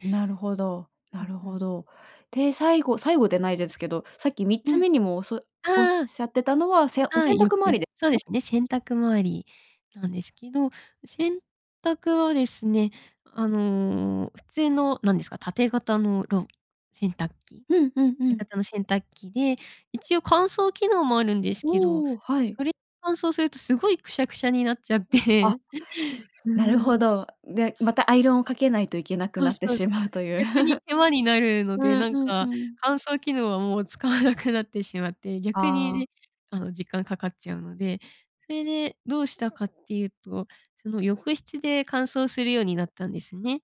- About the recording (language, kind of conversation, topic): Japanese, podcast, 家事のやりくりはどう工夫していますか？
- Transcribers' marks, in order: chuckle; laughing while speaking: "使わなく"